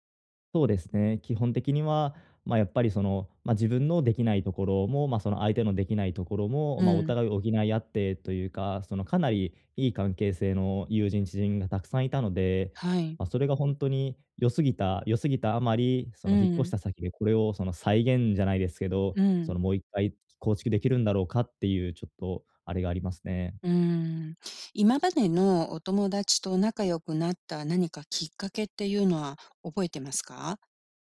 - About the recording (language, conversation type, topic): Japanese, advice, 慣れた環境から新しい生活へ移ることに不安を感じていますか？
- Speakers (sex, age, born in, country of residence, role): female, 55-59, Japan, United States, advisor; male, 20-24, Japan, Japan, user
- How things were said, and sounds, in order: none